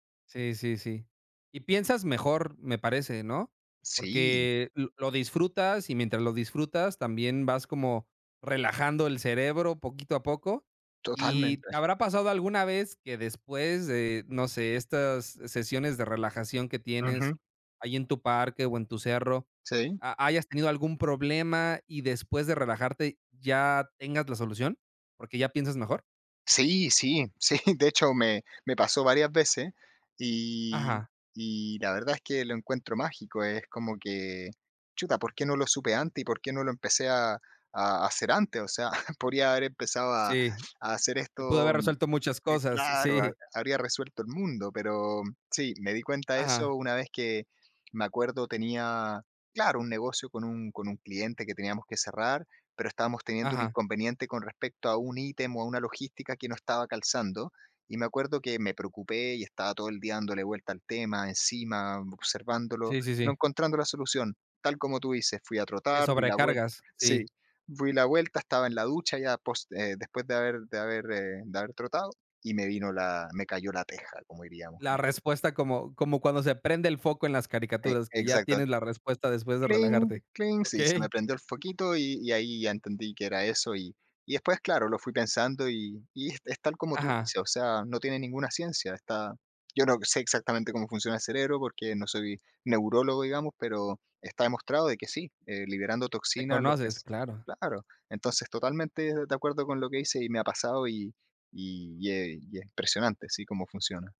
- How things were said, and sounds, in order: laughing while speaking: "sí. De hecho"; chuckle; tapping
- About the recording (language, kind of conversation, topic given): Spanish, podcast, ¿Cómo te recuperas después de una semana muy estresante?
- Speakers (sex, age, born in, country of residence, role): male, 35-39, Dominican Republic, Germany, guest; male, 35-39, Mexico, Mexico, host